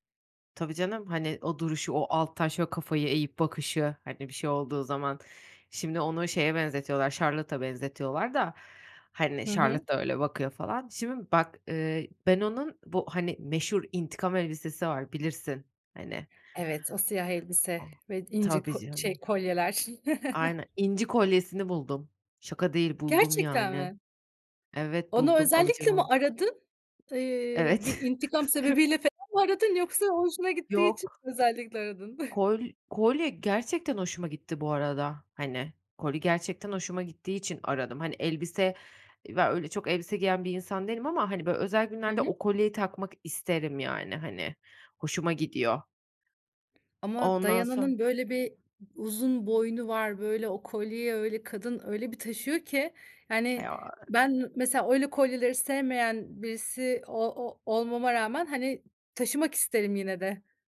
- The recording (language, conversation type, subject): Turkish, podcast, En sevdiğin film ya da dizideki bir tarzı kendi stiline nasıl taşıdın?
- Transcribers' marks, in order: tapping; chuckle; other background noise; laughing while speaking: "Evet. Evet"; chuckle; chuckle; unintelligible speech